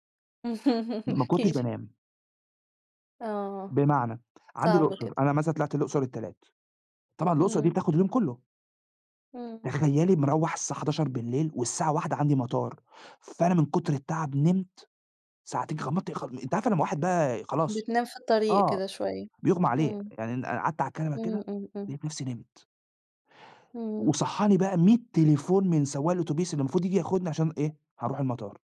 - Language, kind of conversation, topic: Arabic, podcast, إزاي بتحافظ على التوازن بين الشغل والحياة؟
- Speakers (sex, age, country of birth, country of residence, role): female, 35-39, Egypt, Egypt, host; male, 40-44, Italy, Italy, guest
- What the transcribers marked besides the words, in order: laugh